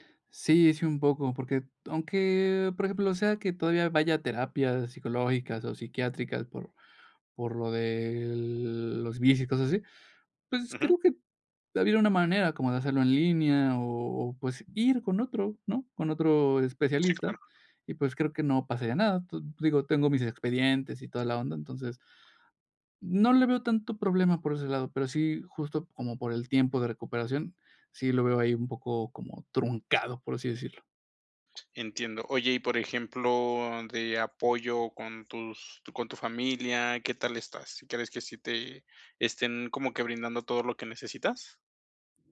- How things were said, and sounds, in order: other background noise; tapping
- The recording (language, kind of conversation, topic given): Spanish, advice, ¿Cómo puedo aceptar que mis planes a futuro ya no serán como los imaginaba?